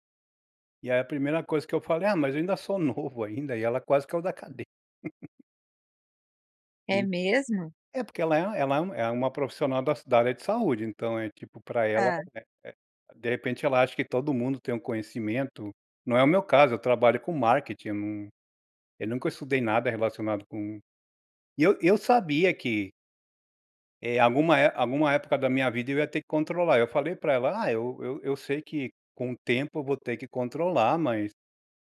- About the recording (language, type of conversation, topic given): Portuguese, podcast, Qual pequena mudança teve grande impacto na sua saúde?
- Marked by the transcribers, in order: laugh